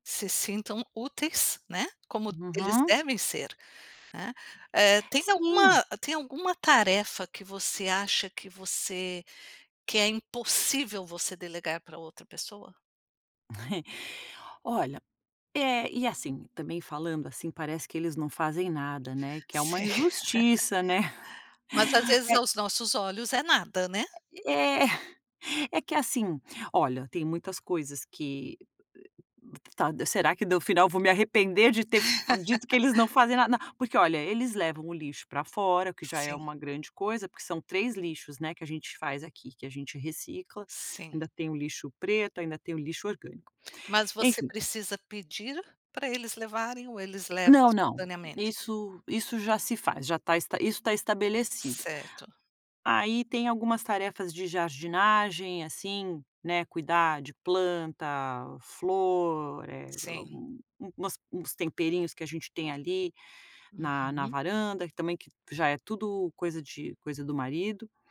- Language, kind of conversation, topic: Portuguese, advice, Como posso superar a dificuldade de delegar tarefas no trabalho ou em casa?
- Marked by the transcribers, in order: tapping; chuckle; chuckle; chuckle; chuckle; laugh; other background noise